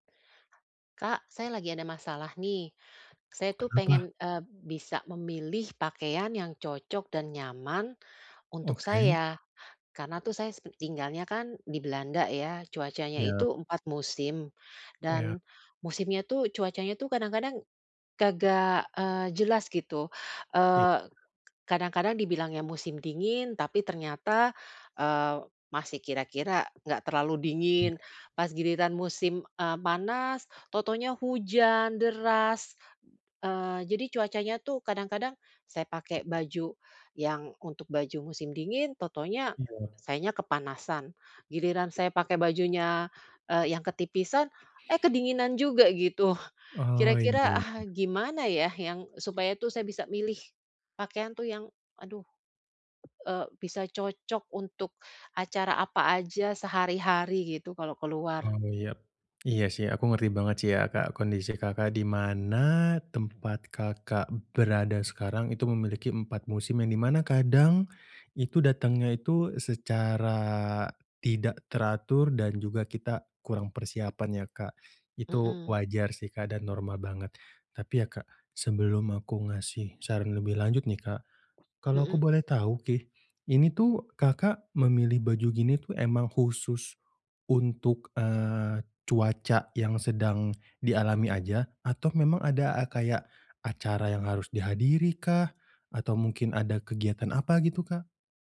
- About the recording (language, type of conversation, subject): Indonesian, advice, Bagaimana cara memilih pakaian yang cocok dan nyaman untuk saya?
- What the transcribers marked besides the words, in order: tapping; other background noise